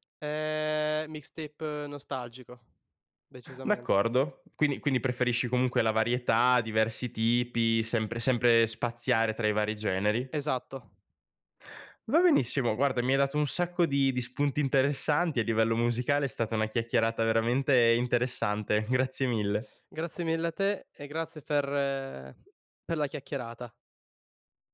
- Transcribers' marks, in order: none
- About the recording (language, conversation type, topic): Italian, podcast, Che playlist senti davvero tua, e perché?